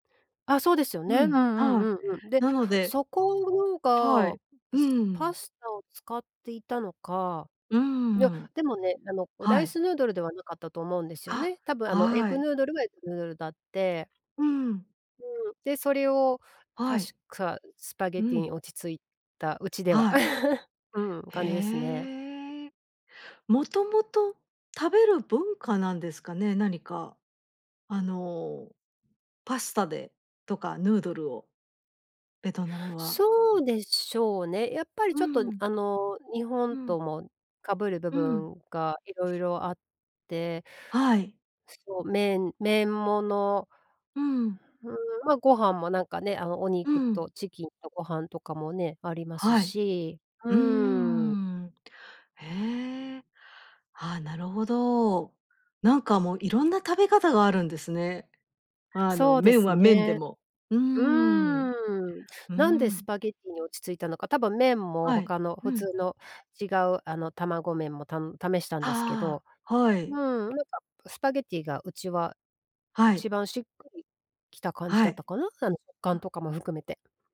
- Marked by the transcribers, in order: other background noise; laugh; tapping
- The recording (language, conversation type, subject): Japanese, podcast, 思い出に残っている料理や食事のエピソードはありますか？